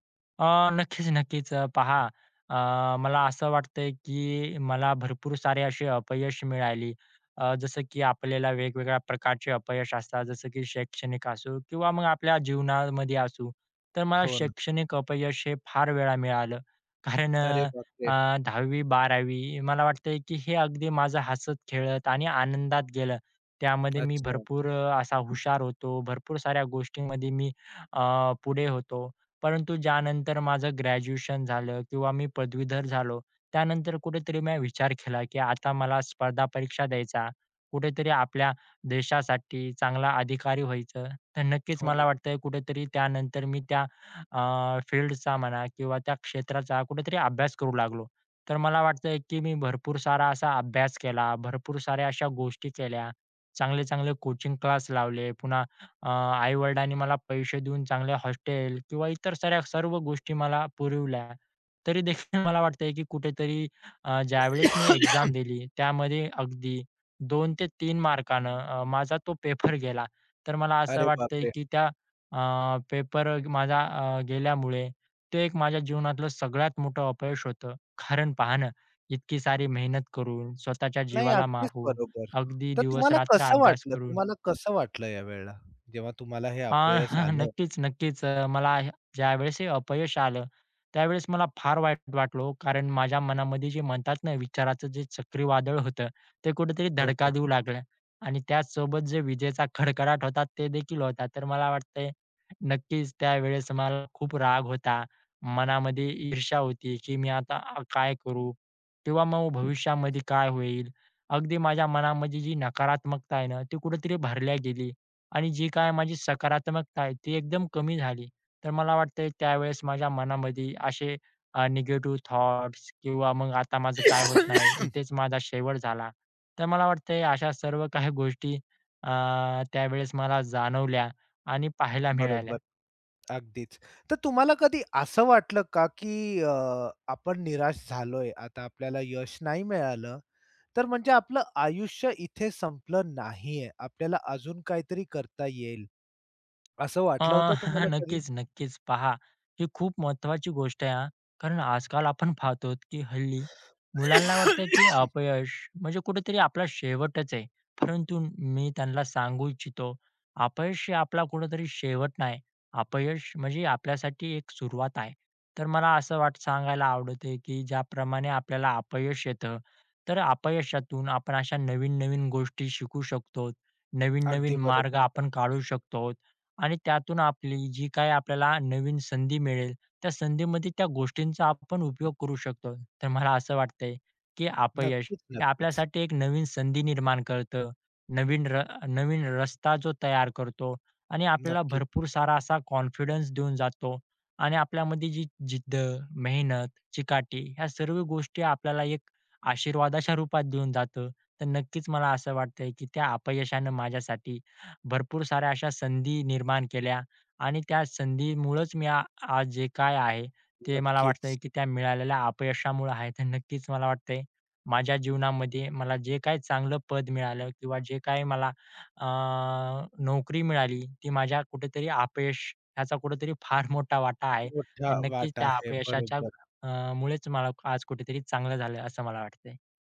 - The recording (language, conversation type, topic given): Marathi, podcast, एखाद्या अपयशानं तुमच्यासाठी कोणती संधी उघडली?
- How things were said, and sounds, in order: laughing while speaking: "नक्कीच-नक्कीच"; tapping; unintelligible speech; laughing while speaking: "कारण"; in English: "ग्रॅज्युएशन"; cough; in English: "एक्झाम"; other background noise; chuckle; laughing while speaking: "नक्कीच-नक्कीच"; in English: "थॉट्स"; cough; chuckle; cough; in English: "कॉन्फिडन्स"